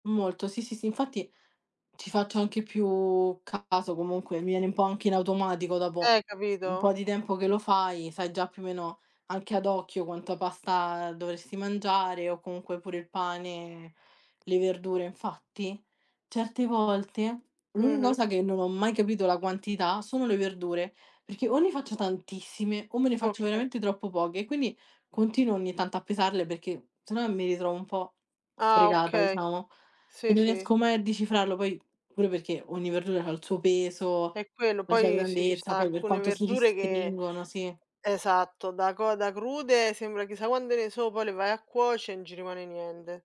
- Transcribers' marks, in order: tapping; "restringono" said as "ristringono"; "quante" said as "quande"; "niente" said as "niende"
- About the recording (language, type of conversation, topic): Italian, unstructured, Come scegli cosa mangiare durante la settimana?